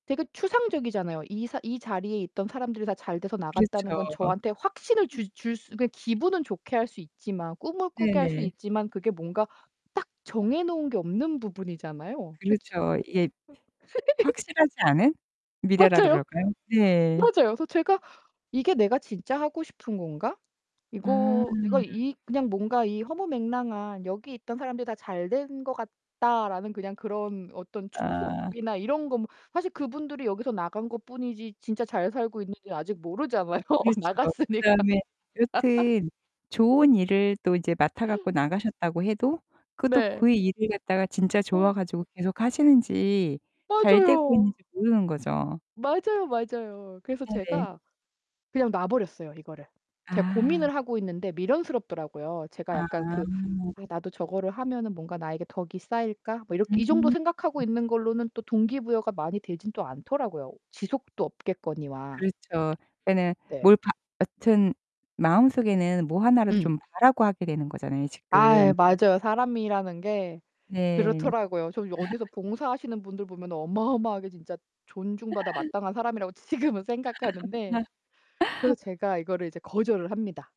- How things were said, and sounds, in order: distorted speech; laugh; other background noise; tapping; laughing while speaking: "모르잖아요, 나갔으니까"; laugh; laugh; laughing while speaking: "지금은"; laugh
- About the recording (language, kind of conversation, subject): Korean, podcast, ‘이걸 놓치면 어쩌지’라는 불안을 어떻게 달래세요?